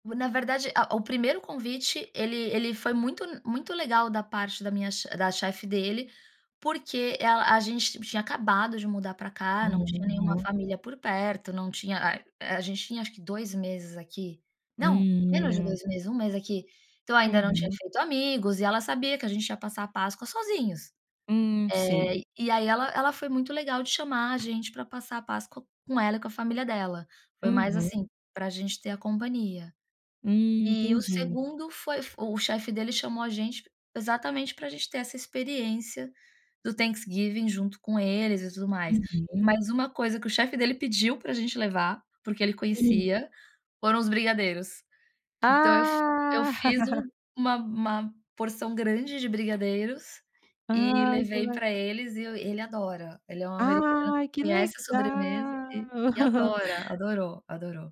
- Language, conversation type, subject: Portuguese, podcast, Alguma vez foi convidado para comer na casa de um estranho?
- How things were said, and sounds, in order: in English: "Thanksgiving"; chuckle; chuckle